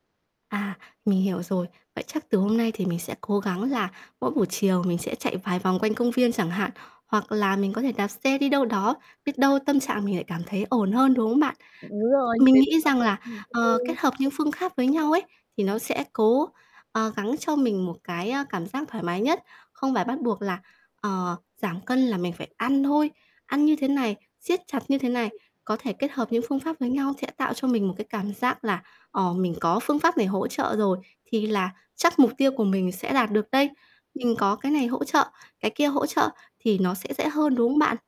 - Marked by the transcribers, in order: static; tapping; background speech; other noise; unintelligible speech; distorted speech
- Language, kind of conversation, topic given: Vietnamese, advice, Vì sao bạn liên tục thất bại khi cố gắng duy trì thói quen ăn uống lành mạnh?
- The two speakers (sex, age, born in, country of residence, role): female, 20-24, Vietnam, Vietnam, user; female, 30-34, Vietnam, Vietnam, advisor